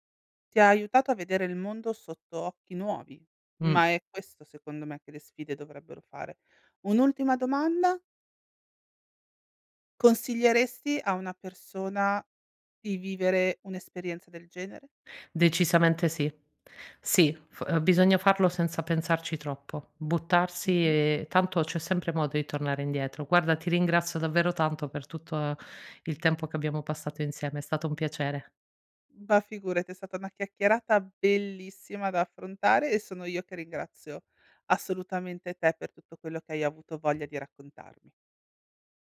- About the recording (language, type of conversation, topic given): Italian, podcast, Qual è stata una sfida che ti ha fatto crescere?
- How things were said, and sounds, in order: stressed: "bellissima"